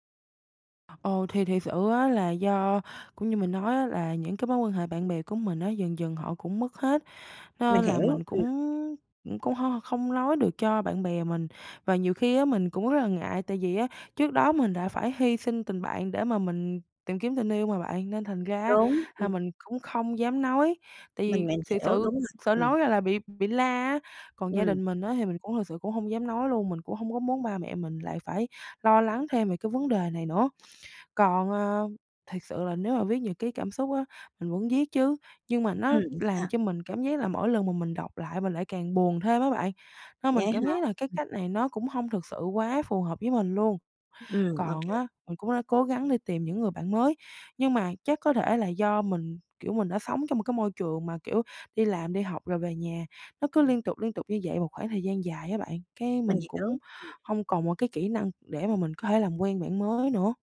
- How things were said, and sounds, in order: tapping
- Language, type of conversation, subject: Vietnamese, advice, Sau khi chia tay, làm sao bạn có thể bớt hoang mang và tìm lại cảm giác mình là ai?
- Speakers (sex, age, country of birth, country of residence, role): female, 18-19, Vietnam, Vietnam, user; female, 30-34, Vietnam, Vietnam, advisor